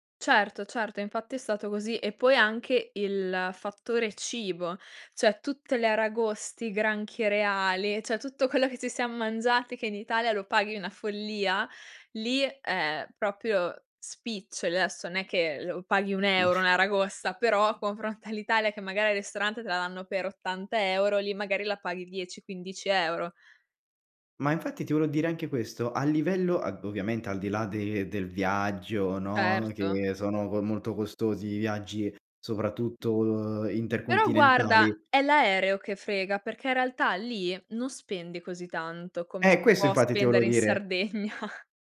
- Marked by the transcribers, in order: "cioè" said as "ceh"; "cioè" said as "ceh"; "proprio" said as "propio"; laughing while speaking: "Sardegna"
- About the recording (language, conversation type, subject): Italian, podcast, Raccontami di un viaggio nato da un’improvvisazione